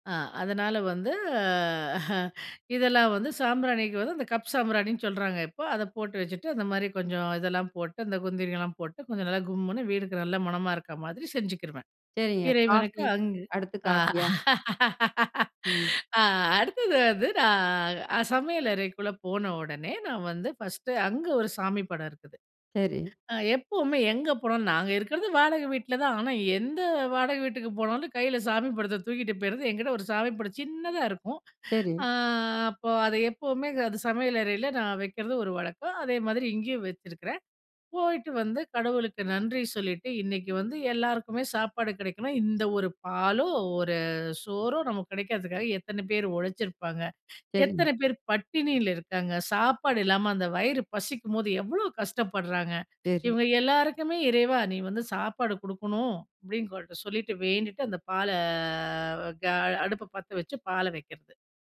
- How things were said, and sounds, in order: drawn out: "வந்து"; chuckle; tapping; laugh; other noise; drawn out: "ஆ"; other background noise; drawn out: "பால்ல"
- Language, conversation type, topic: Tamil, podcast, காலை எழுந்ததும் உங்கள் வீட்டில் முதலில் என்ன செய்யப்போகிறீர்கள்?